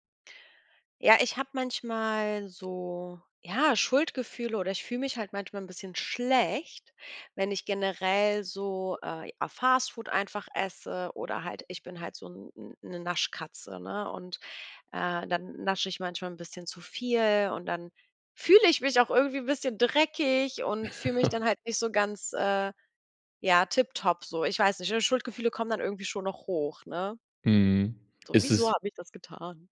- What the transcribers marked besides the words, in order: stressed: "schlecht"; chuckle; unintelligible speech
- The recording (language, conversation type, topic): German, advice, Wie fühlt sich dein schlechtes Gewissen an, nachdem du Fastfood oder Süßigkeiten gegessen hast?